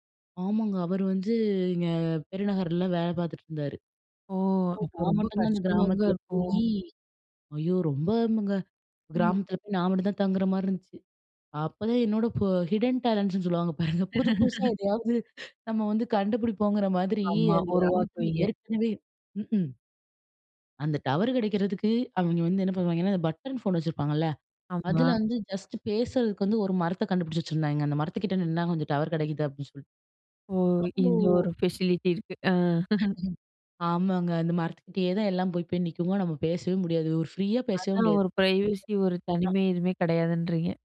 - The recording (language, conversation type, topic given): Tamil, podcast, மொபைல் சிக்னல் இல்லாத நேரத்தில் நீங்கள் எப்படி சமாளித்தீர்கள்?
- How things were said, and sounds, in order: unintelligible speech; in English: "ஹிட்டன் டேலண்ட்ஸ்ன்னு"; laughing while speaking: "பாருங்க! புது, புதுசா எதையாவது நம்ம வந்து கண்டுபிடிப்போங்கிற"; laugh; in English: "ஜஸ்ட்டு"; in English: "ஃபெசிலிட்டி"; unintelligible speech; chuckle; in English: "பிரைவசி"; unintelligible speech